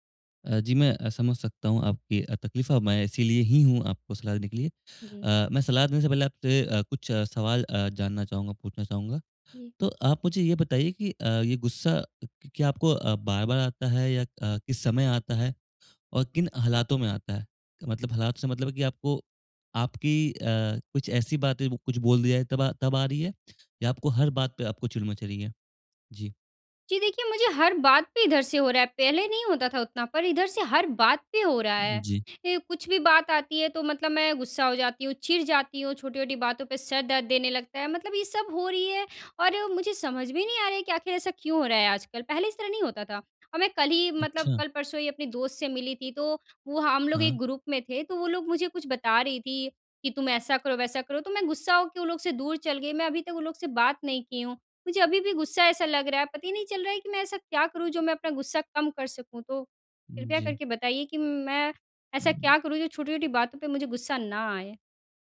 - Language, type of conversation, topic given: Hindi, advice, मुझे बार-बार छोटी-छोटी बातों पर गुस्सा क्यों आता है और यह कब तथा कैसे होता है?
- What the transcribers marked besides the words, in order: in English: "ग्रुप"; other noise